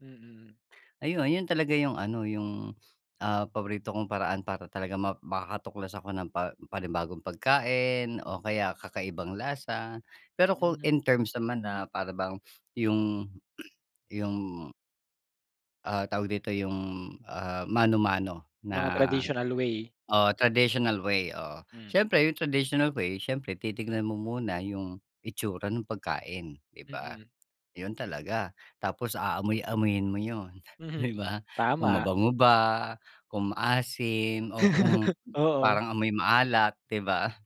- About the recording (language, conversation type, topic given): Filipino, podcast, Ano ang paborito mong paraan para tuklasin ang mga bagong lasa?
- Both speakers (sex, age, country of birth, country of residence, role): male, 25-29, Philippines, Philippines, host; male, 45-49, Philippines, Philippines, guest
- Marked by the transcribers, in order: other noise; laughing while speaking: "'di ba"; laugh; other background noise